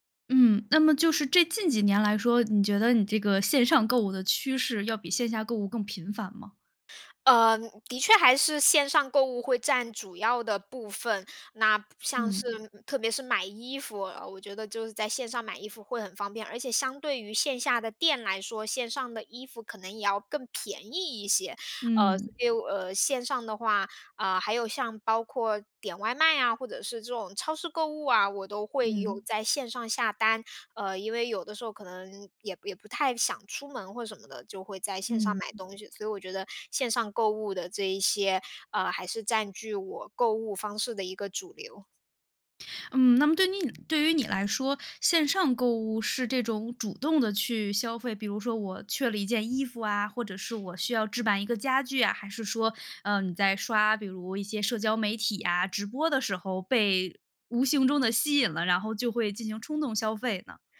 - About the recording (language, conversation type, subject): Chinese, podcast, 你怎么看线上购物改变消费习惯？
- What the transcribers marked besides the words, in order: other noise; "你" said as "逆"; other background noise